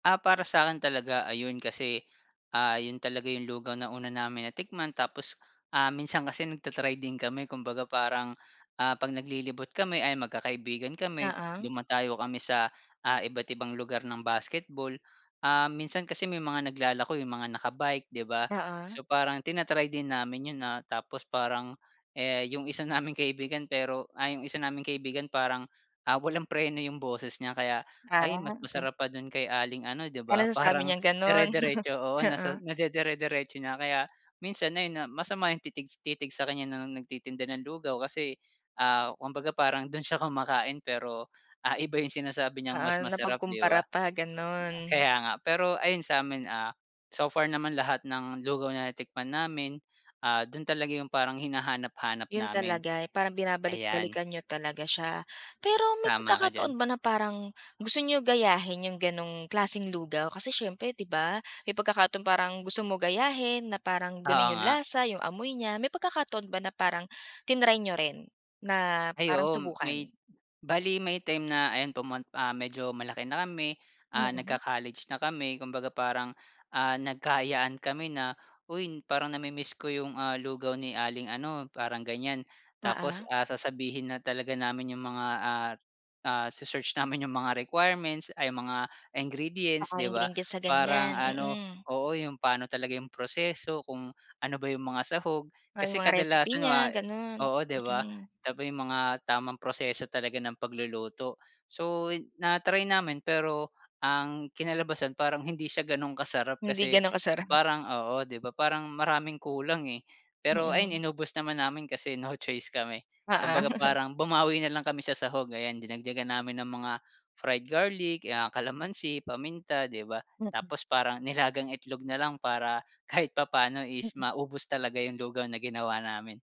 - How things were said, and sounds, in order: other background noise; laughing while speaking: "Parang"; laugh; tapping; laugh; laughing while speaking: "kahit"
- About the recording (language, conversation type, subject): Filipino, podcast, Ano ang pinakatumatak mong alaala tungkol sa pagkain noong bata ka?